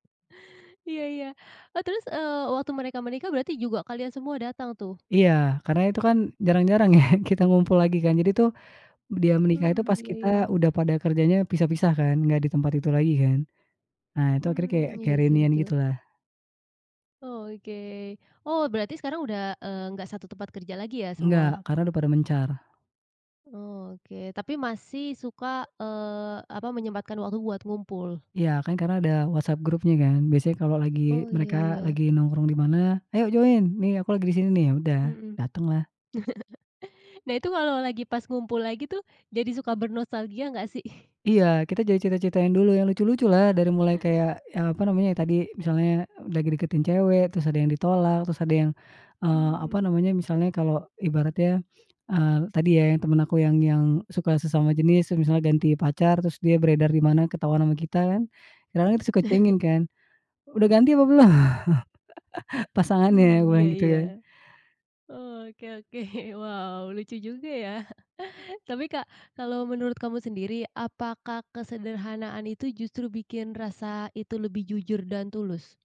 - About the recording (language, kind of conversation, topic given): Indonesian, podcast, Apa trikmu agar hal-hal sederhana terasa berkesan?
- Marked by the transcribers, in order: chuckle; "cerita-ceritakan" said as "cerita-ceritain"; chuckle; chuckle; chuckle